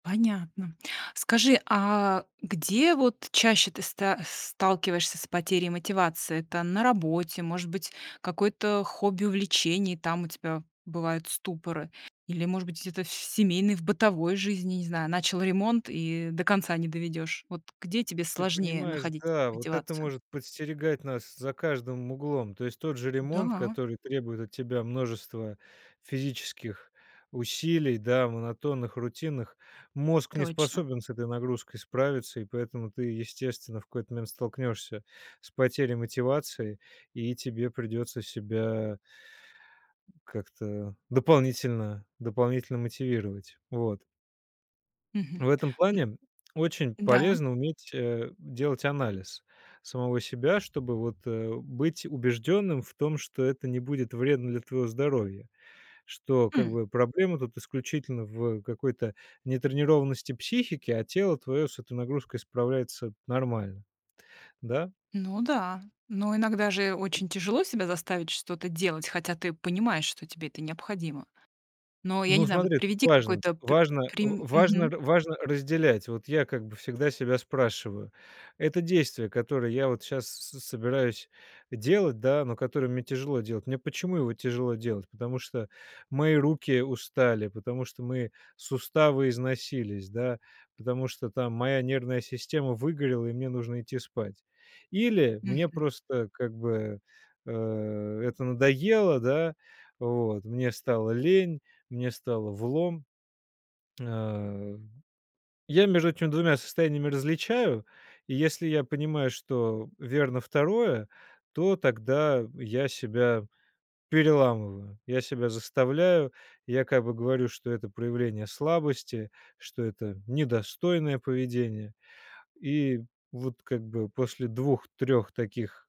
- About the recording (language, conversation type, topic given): Russian, podcast, Как вы справляетесь с потерей мотивации и усталостью в трудные дни?
- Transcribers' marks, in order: other background noise; tapping